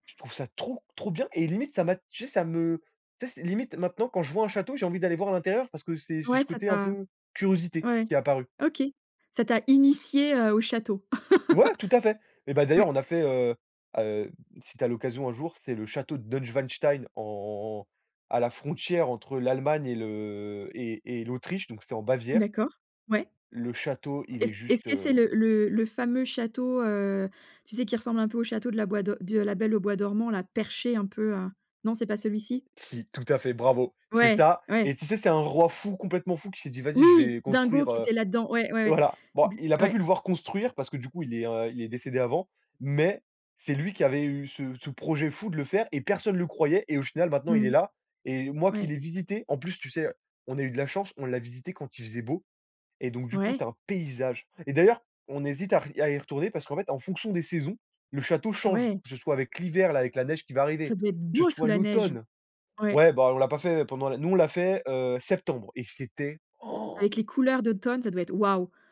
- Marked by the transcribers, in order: laugh; stressed: "perché"; stressed: "Oui"; stressed: "mais"; stressed: "paysage"; stressed: "beau"; stressed: "oh"
- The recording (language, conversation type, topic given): French, podcast, Qu’est-ce qui t’attire lorsque tu découvres un nouvel endroit ?